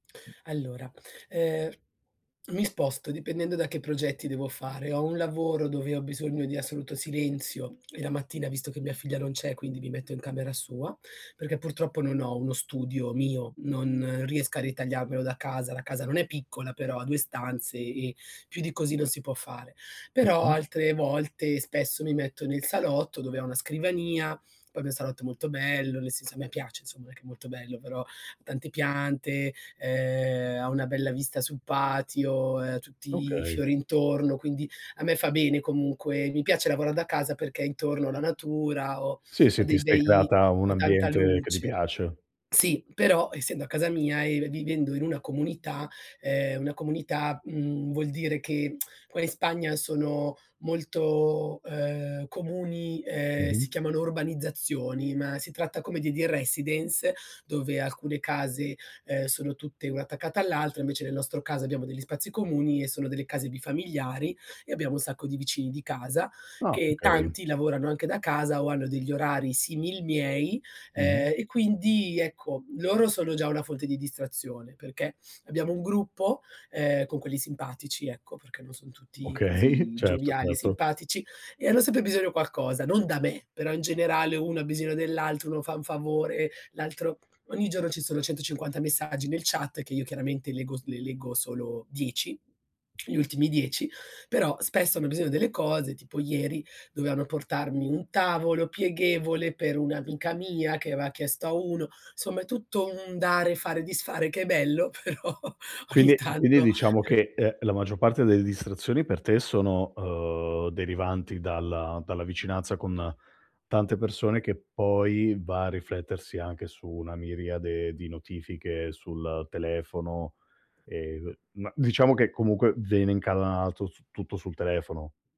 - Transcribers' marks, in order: other background noise; tongue click; laughing while speaking: "Okay"; tapping; laughing while speaking: "però ogni tanto"; chuckle; "incanalato" said as "incalanato"
- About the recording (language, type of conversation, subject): Italian, advice, Come posso ridurre le distrazioni nel mio spazio di lavoro?